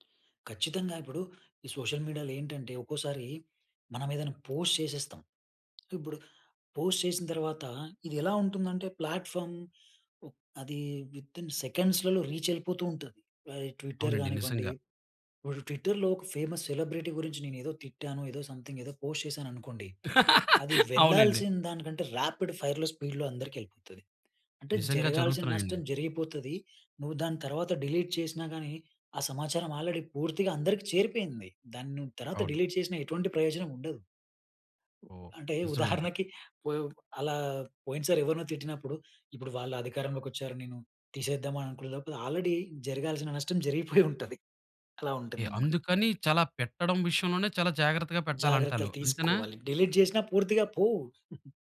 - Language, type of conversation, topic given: Telugu, podcast, పాత పోస్టులను తొలగించాలా లేదా దాచివేయాలా అనే విషయంలో మీ అభిప్రాయం ఏమిటి?
- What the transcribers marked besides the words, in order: in English: "సోషల్ మీడియాలో"; in English: "పోస్ట్"; in English: "పోస్ట్"; in English: "ప్లాట్ఫార్మ్"; in English: "వితిన్ సెకండ్స్‌లలో రీచ్"; in English: "ట్విట్టర్"; in English: "ట్విట్టర్‌లో"; in English: "ఫేమస్ సెలబ్రిటీ"; in English: "సంథింగ్"; in English: "పోస్ట్"; laugh; in English: "రాపిడ్ ఫైర్‌లో, స్పీడ్‌లో"; in English: "డిలీట్"; in English: "ఆల్రెడీ"; in English: "డిలీట్"; in English: "ఆల్రెడీ"; chuckle; "పెట్టాలంటారు" said as "పెట్టాలంటాలు"; in English: "డిలీట్"; chuckle